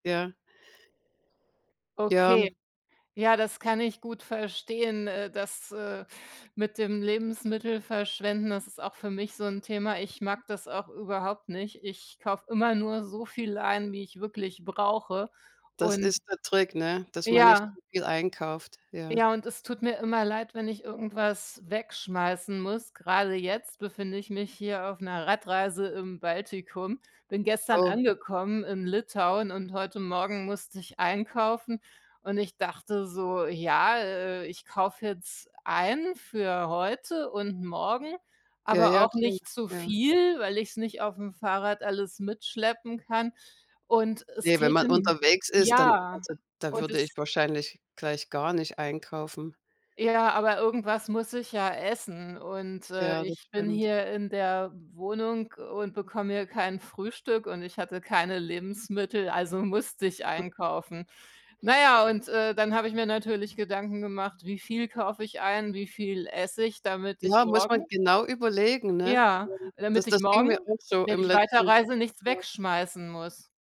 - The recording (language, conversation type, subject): German, unstructured, Wie stehst du zur Lebensmittelverschwendung?
- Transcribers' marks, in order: other noise